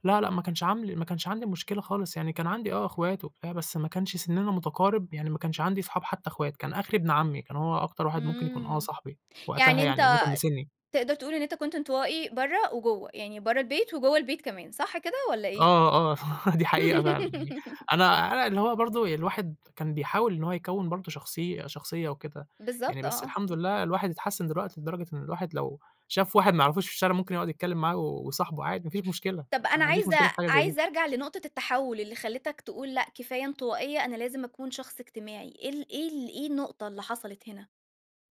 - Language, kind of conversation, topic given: Arabic, podcast, إزاي بتكوّن صداقات جديدة في منطقتك؟
- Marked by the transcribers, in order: chuckle; laugh; unintelligible speech